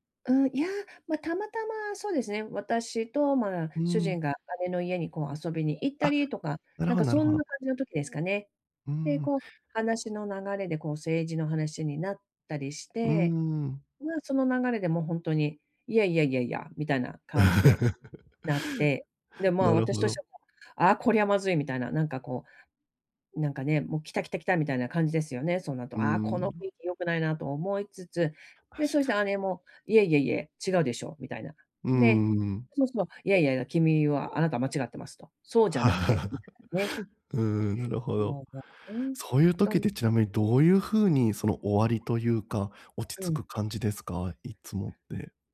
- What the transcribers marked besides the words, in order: chuckle; chuckle
- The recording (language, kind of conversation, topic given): Japanese, advice, 意見が食い違うとき、どうすれば平和的に解決できますか？